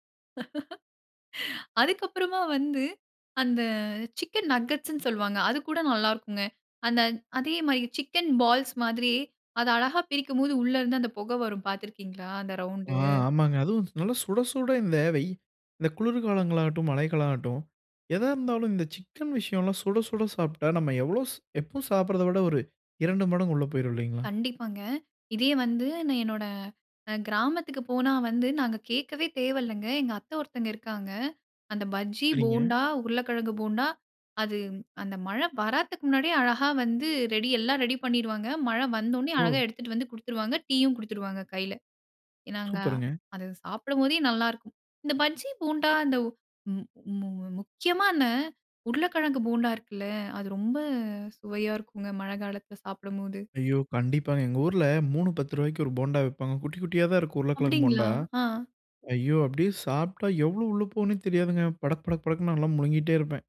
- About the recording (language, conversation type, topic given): Tamil, podcast, மழை நாளில் நீங்கள் சாப்பிட்ட ஒரு சிற்றுண்டியைப் பற்றி சொல்ல முடியுமா?
- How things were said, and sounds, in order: laugh; in English: "சிக்கன் நகெட்ஸ்ன்னு"; in English: "சிக்கன் பால்ஸ்"; in English: "ரவுண்டு"